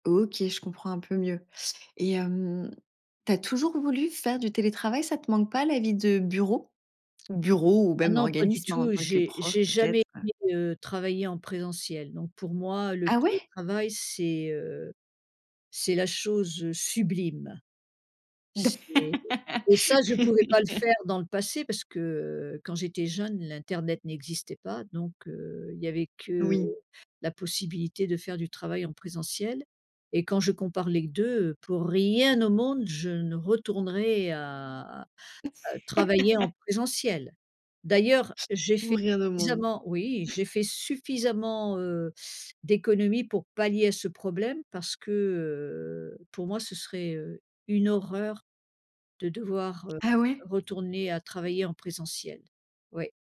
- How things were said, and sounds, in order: stressed: "sublime"; laugh; stressed: "pour rien"; laugh; chuckle
- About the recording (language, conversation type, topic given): French, podcast, Comment t’y prends-tu pour télétravailler efficacement ?